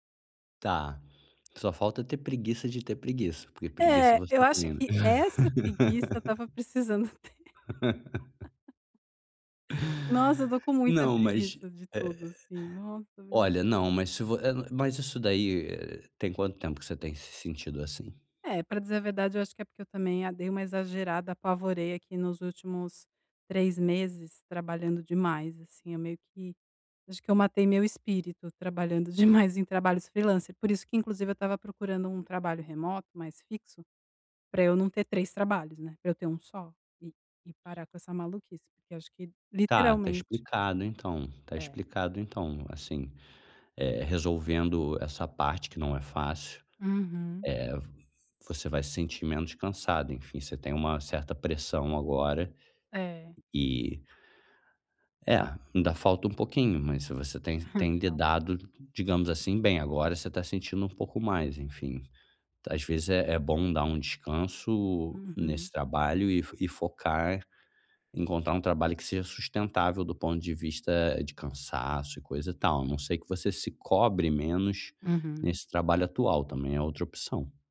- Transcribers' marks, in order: laughing while speaking: "ter"; laugh; laughing while speaking: "ter"; laugh; tapping
- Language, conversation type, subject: Portuguese, advice, Como posso lidar com a fadiga e a falta de motivação?